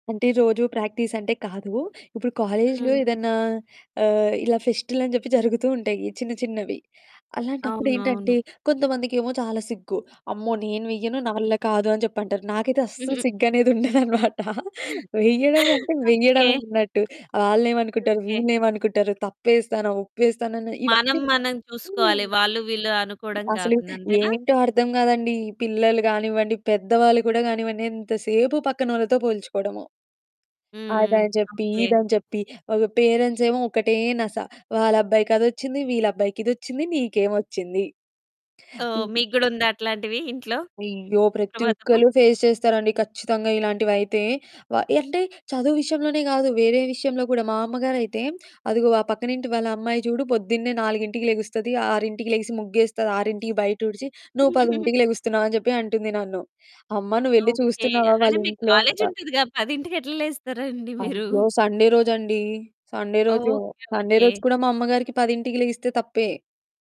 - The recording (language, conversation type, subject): Telugu, podcast, స్నేహితులతో కలిసి హాబీ చేయడం మీకు ఎలా సులభమవుతుంది?
- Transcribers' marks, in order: in English: "ప్రాక్టీస్"; distorted speech; giggle; laughing while speaking: "ఉండదనమాట"; in English: "ఫేస్"; giggle